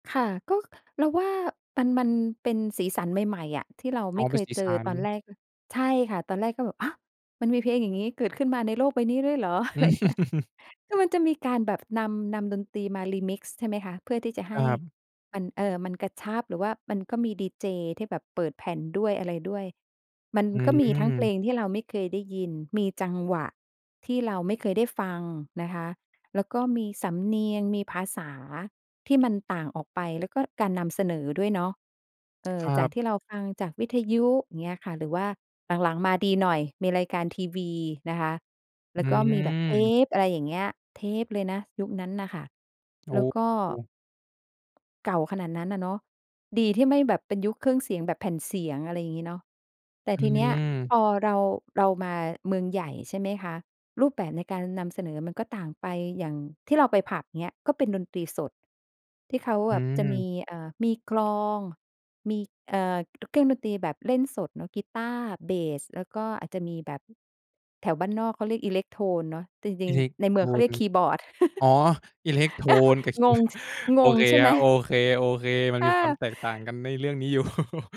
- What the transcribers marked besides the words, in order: laugh; laughing while speaking: "อะไรอย่างเงี้ย"; tsk; drawn out: "เทป"; chuckle; unintelligible speech; chuckle; laugh; laughing while speaking: "อยู่"; laugh
- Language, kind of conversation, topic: Thai, podcast, การเติบโตในเมืองใหญ่กับชนบทส่งผลต่อรสนิยมและประสบการณ์การฟังเพลงต่างกันอย่างไร?
- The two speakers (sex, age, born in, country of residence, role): female, 50-54, Thailand, Thailand, guest; male, 20-24, Thailand, Thailand, host